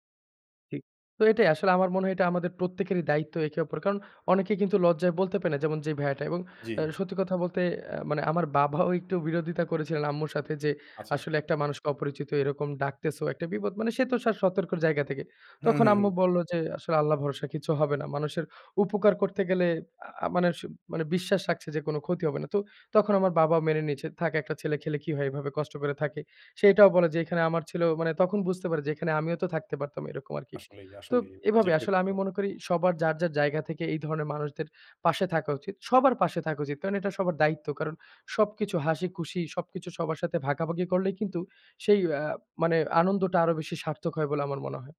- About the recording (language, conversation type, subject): Bengali, podcast, সমাজে একা থাকা মানুষের জন্য আমরা কী করতে পারি?
- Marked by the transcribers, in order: laughing while speaking: "বাবাও একটু"; other background noise